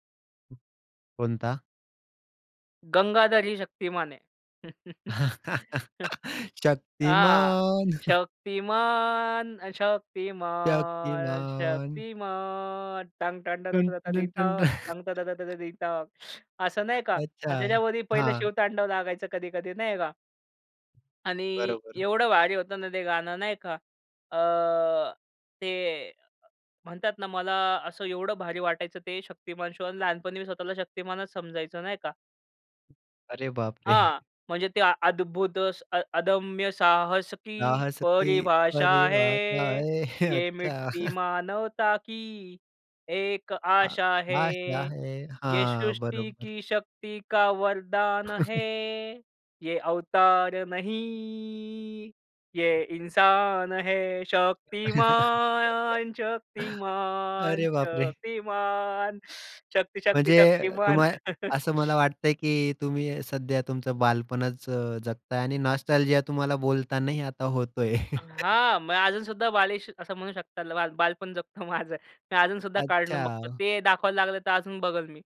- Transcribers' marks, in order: in Hindi: "गंगाधर ही शक्तिमान है"; chuckle; anticipating: "शक्तिमान"; singing: "शक्तिमान"; chuckle; singing: "शक्तिमान, शक्तिमान, शक्तिमान"; humming a tune; teeth sucking; singing: "शक्तिमान"; humming a tune; chuckle; inhale; tapping; laughing while speaking: "अरे बापरे!"; in Hindi: "अद्भुत अ, अदम्य साहस की … शक्ति, शक्ति, शक्तिमान"; singing: "अद्भुत अ, अदम्य साहस की … शक्ति, शक्ति, शक्तिमान"; in Hindi: "साहस की परिभाषा है"; singing: "साहस की परिभाषा है"; laughing while speaking: "अच्छा"; in Hindi: "आशा है"; singing: "आशा है"; chuckle; laugh; "तुम्हाला" said as "तुमाय"; chuckle; in English: "नॉस्टॅल्जिया"; laughing while speaking: "होतोय"; laughing while speaking: "जगतो माझं"
- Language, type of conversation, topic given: Marathi, podcast, बालपणी तुमचा आवडता दूरदर्शनवरील कार्यक्रम कोणता होता?